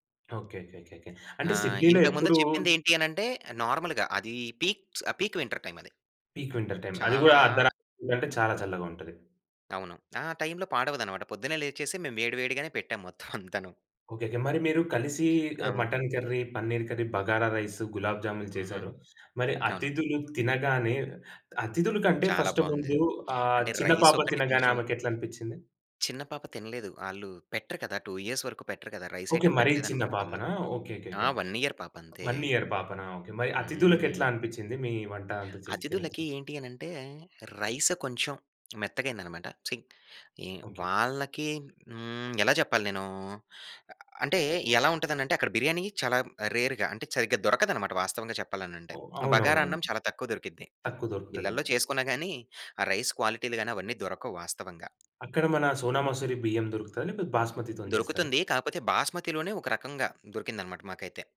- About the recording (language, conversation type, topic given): Telugu, podcast, అతిథుల కోసం వండేటప్పుడు ఒత్తిడిని ఎలా ఎదుర్కొంటారు?
- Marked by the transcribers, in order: in English: "నార్మల్‌గా"; in English: "పీక్స్ పీక్ వింటర్"; in English: "పీక్ వింటర్ టైమ్"; in English: "టైమ్‌లో"; other background noise; laughing while speaking: "మొత్తం అంతాను"; in English: "కర్రీ"; in English: "కర్రీ"; in English: "ఫస్ట్"; in English: "రైస్"; in English: "టూ ఇయర్స్"; in English: "రైస్ ఐటం"; in English: "వన్ ఇయర్"; in English: "వన్ ఇయర్"; in English: "రైస్"; in English: "సి"; in English: "రేర్‌గా"; in English: "రైస్"